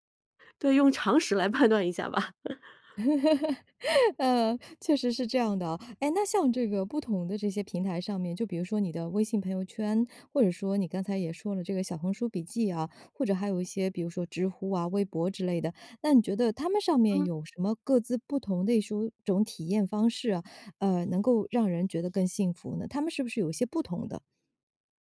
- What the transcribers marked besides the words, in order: laughing while speaking: "用常识来判断一下吧"; laugh
- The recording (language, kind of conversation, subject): Chinese, podcast, 在网上如何用文字让人感觉真实可信？